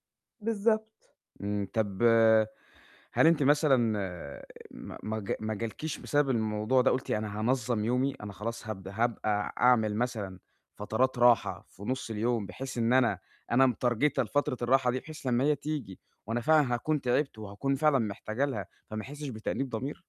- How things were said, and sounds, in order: in English: "مترجِتة"
- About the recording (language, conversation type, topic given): Arabic, advice, إزاي أتعلم أرتاح وأزود إنتاجيتي من غير ما أحس بالذنب؟